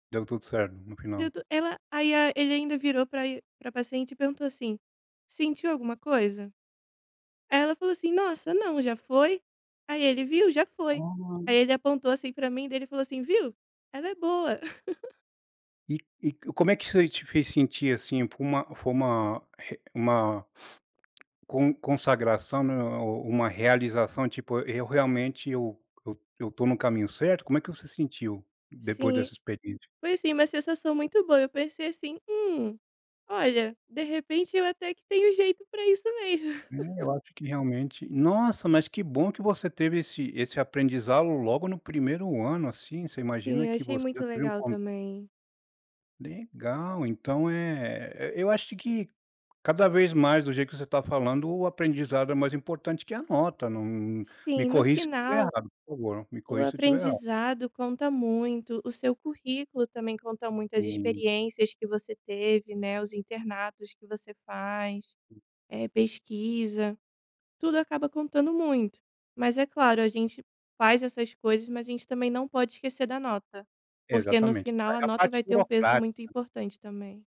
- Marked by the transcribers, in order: laugh; other background noise; laugh; other noise
- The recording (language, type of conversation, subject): Portuguese, podcast, O que é mais importante: a nota ou o aprendizado?